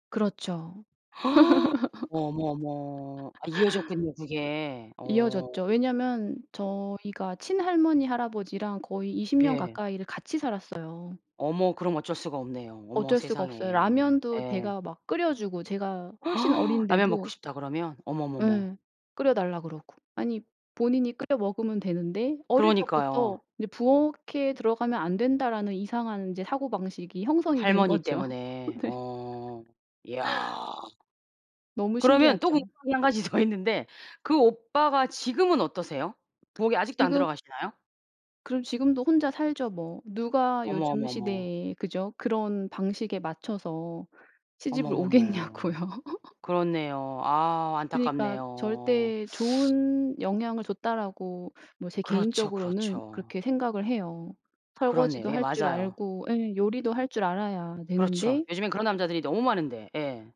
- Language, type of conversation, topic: Korean, podcast, 어릴 적 집안의 명절 풍습은 어땠나요?
- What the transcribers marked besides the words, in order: laugh; gasp; other background noise; gasp; tapping; laughing while speaking: "네"; laugh; laughing while speaking: "더 있는데"; laughing while speaking: "오겠냐고요"; laugh